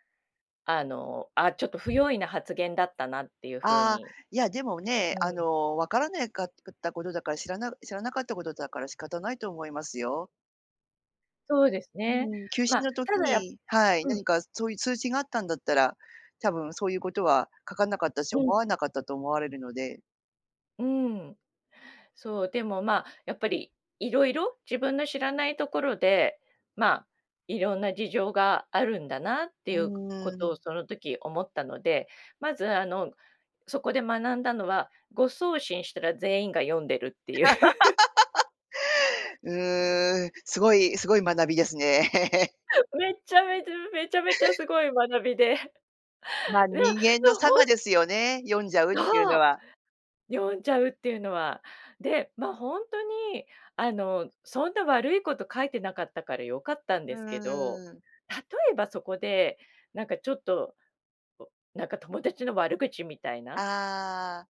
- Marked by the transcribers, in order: laugh; laugh; laughing while speaking: "めっちゃめちゃ、めちゃめちゃすごい学びで、 いや、でもほん"; laugh
- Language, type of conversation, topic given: Japanese, podcast, SNSでの言葉づかいには普段どのくらい気をつけていますか？